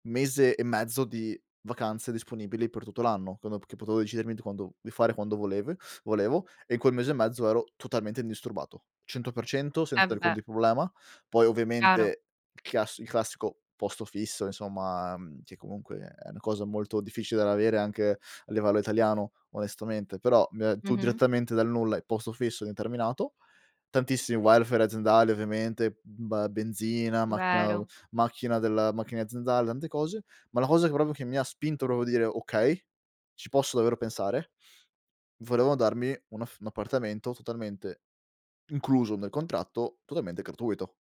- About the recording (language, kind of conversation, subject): Italian, podcast, Quanto pesa la stabilità rispetto alla libertà nella vita professionale?
- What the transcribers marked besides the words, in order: other background noise; "problema" said as "publema"; in English: "welfare"; "aziendale" said as "aziendal"; "proprio" said as "propio"; "proprio" said as "proro"; "volevano" said as "voleano"; "gratuito" said as "cratuito"